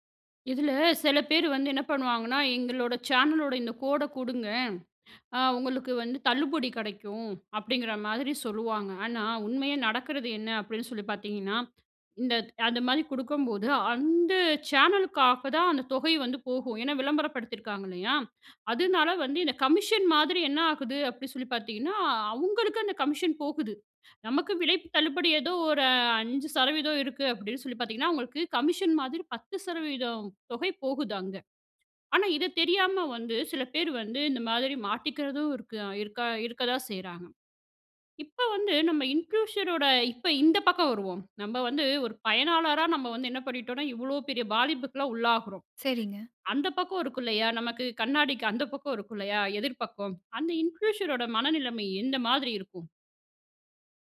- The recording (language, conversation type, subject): Tamil, podcast, ஒரு உள்ளடக்க உருவாக்குநரின் மனநலத்தைப் பற்றி நாம் எவ்வளவு வரை கவலைப்பட வேண்டும்?
- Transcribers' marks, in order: "விலை" said as "விலைப்பு"; in English: "இம்பூஷர்"; "இன்ஃப்ளூயன்சர்" said as "இம்பூஷர்"; "பாதிப்புக்குள்ள" said as "பாலிப்புக்குள்ள"; inhale; in English: "இன்ப்யூஷர்"; "இன்ஃப்ளூயன்சர்" said as "இன்ப்யூஷர்"